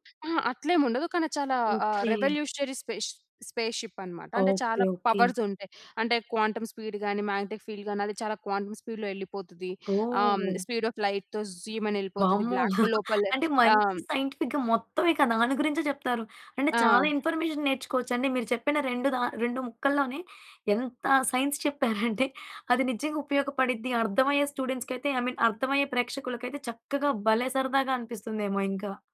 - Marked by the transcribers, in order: other background noise; in English: "రెవల్యూషనరీ స్పేస్ స్పేస్‌షిప్"; in English: "పవర్స్"; in English: "క్వాంటం స్పీడ్"; in English: "మాగ్నెటిక్ ఫీల్డ్"; in English: "క్వాంటం స్పీడ్‌లో"; in English: "స్పీడ్ ఆఫ్ లైట్‌తో"; chuckle; in English: "బ్లాక్ హోల్"; in English: "సైంటిఫిక్‌గా"; in English: "ఇన్‌ఫర్మేషన్"; in English: "సైన్స్"; giggle; in English: "స్టూడెంట్స్‌కి"; in English: "ఐ మీన్"
- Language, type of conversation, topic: Telugu, podcast, కల్పిత ప్రపంచాల్లో మునిగిపోవడం మన నిజజీవితాన్ని చూసే దృక్కోణాన్ని ఎలా మార్చుతుంది?